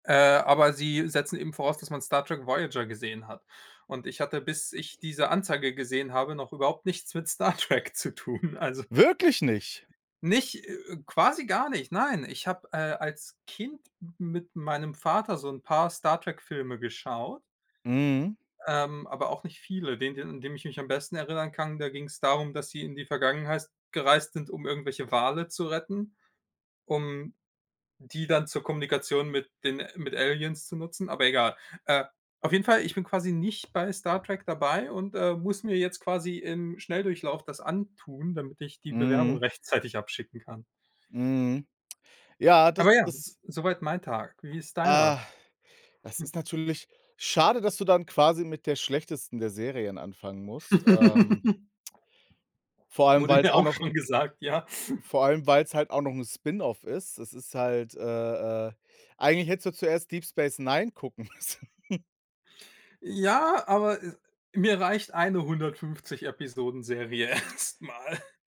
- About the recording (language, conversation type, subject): German, unstructured, Was möchtest du in zehn Jahren erreicht haben?
- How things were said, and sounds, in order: other background noise; surprised: "Wirklich nicht"; laughing while speaking: "Star Trek zu tun"; "Vergangenheit" said as "Vergangenheist"; snort; laugh; laughing while speaking: "Wurde mir auch schon gesagt, ja"; snort; laughing while speaking: "müssen"; chuckle; laughing while speaking: "erst mal"